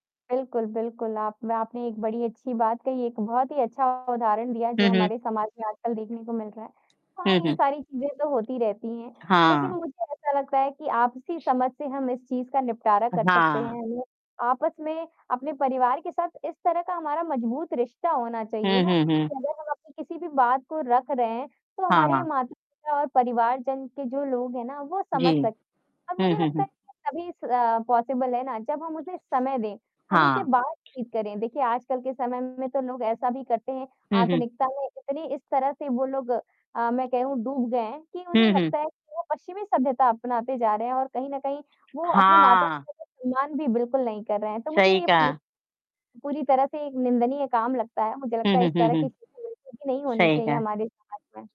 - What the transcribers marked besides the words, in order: static; distorted speech; in English: "पॉसिबल"; tapping
- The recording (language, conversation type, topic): Hindi, unstructured, आपके लिए परिवार के साथ समय बिताना क्यों महत्वपूर्ण है?